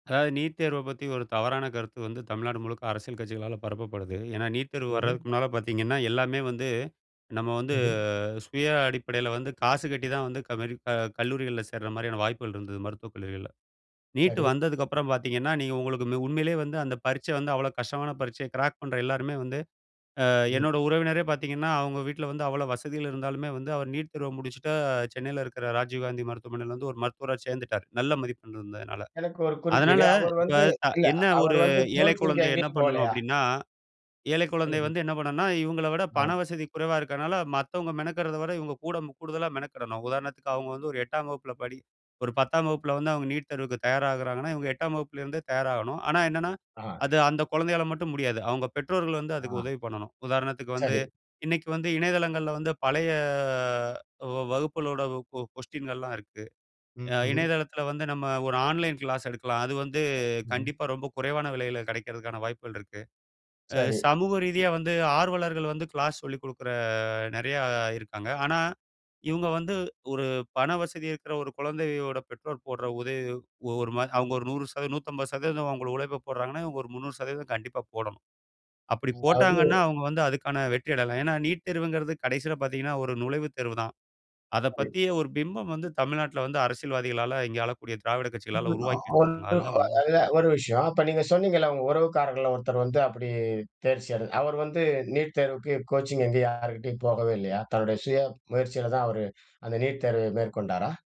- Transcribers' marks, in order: in English: "கிராக்"; in English: "ஆன்லைன்"; unintelligible speech; in English: "கோச்சிங்"
- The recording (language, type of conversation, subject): Tamil, podcast, பணம் வெற்றியை தீர்மானிக்குமோ?